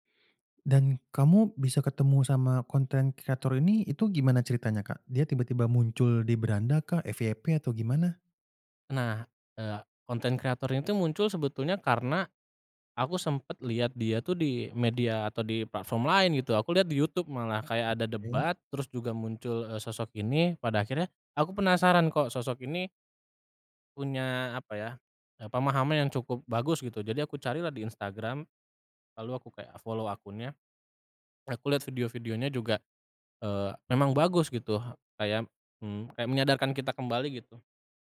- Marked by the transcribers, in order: in English: "follow"
- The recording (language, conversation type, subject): Indonesian, podcast, Bagaimana pengaruh media sosial terhadap selera hiburan kita?